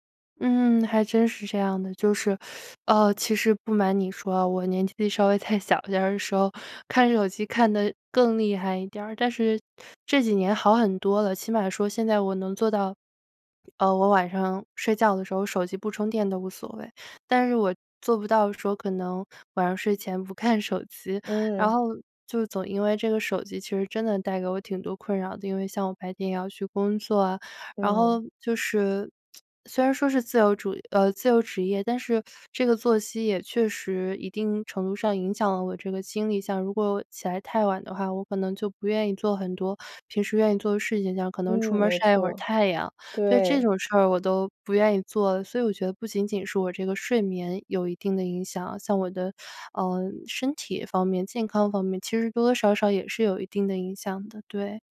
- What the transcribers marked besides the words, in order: teeth sucking; laughing while speaking: "再小点儿"; tsk
- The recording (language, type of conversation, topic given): Chinese, advice, 晚上玩手机会怎样影响你的睡前习惯？